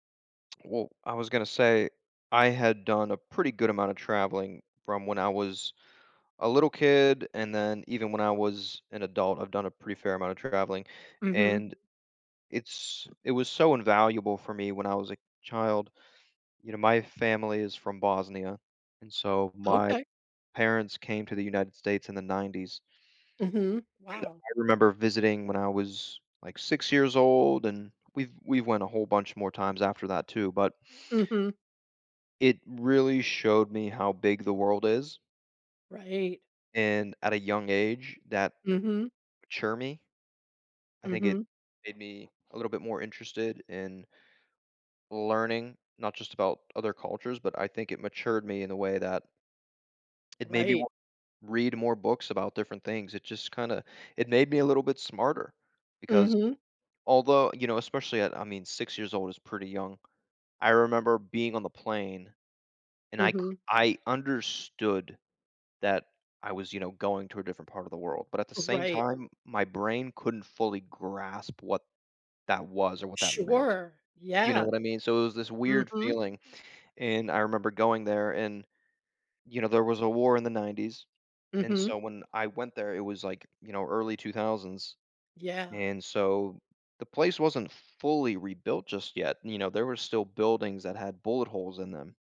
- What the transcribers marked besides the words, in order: other background noise
- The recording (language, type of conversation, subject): English, unstructured, What travel experience should everyone try?